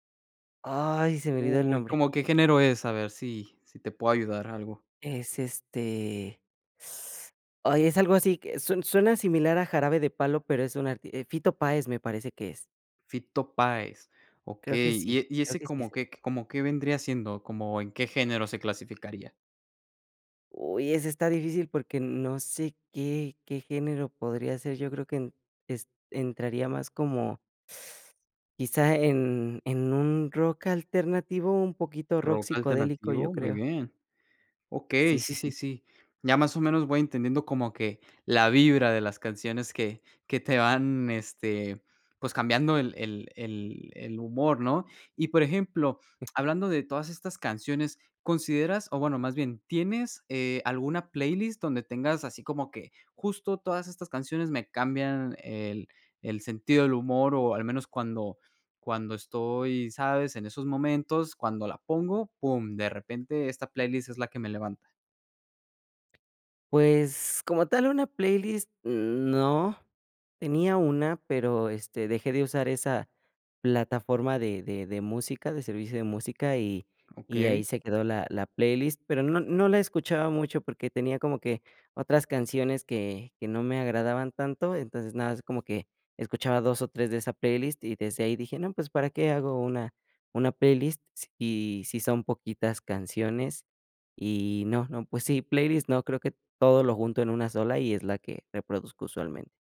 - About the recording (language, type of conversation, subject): Spanish, podcast, ¿Qué canción te pone de buen humor al instante?
- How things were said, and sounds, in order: teeth sucking; teeth sucking; other noise; other background noise